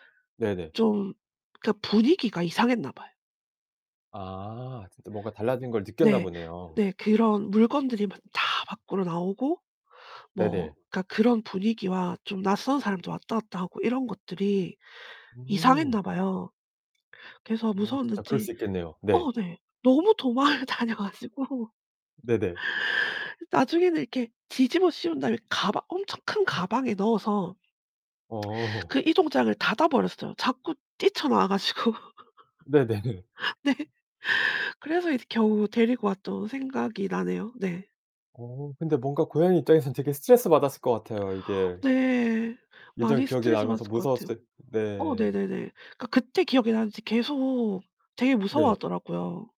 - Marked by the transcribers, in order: other background noise; background speech; distorted speech; laughing while speaking: "도망을 다녀 가지고"; laughing while speaking: "어"; laughing while speaking: "네네"; laugh; laughing while speaking: "네"; tapping
- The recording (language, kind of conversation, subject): Korean, podcast, 반려동물과 함께한 평범한 순간이 특별하게 느껴지는 이유는 무엇인가요?